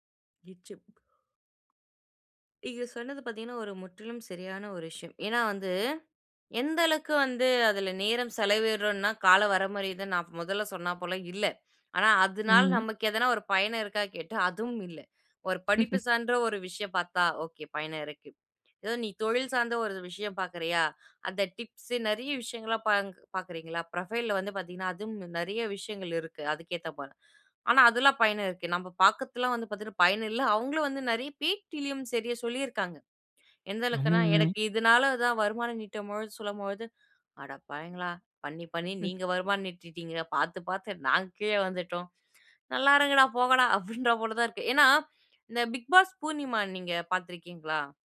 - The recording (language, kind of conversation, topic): Tamil, podcast, பணியும் தனிப்பட்ட வாழ்க்கையும் டிஜிட்டல் வழியாக கலந்துபோகும்போது, நீங்கள் எல்லைகளை எப்படி அமைக்கிறீர்கள்?
- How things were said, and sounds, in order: laughing while speaking: "அதுவும் இல்லை"; "சார்ந்த" said as "சான்ற"; laugh; in English: "ஒகே"; in English: "டிப்ஸ்"; in English: "புரொஃபைல்ல"; in English: "பிக் பாஸ்"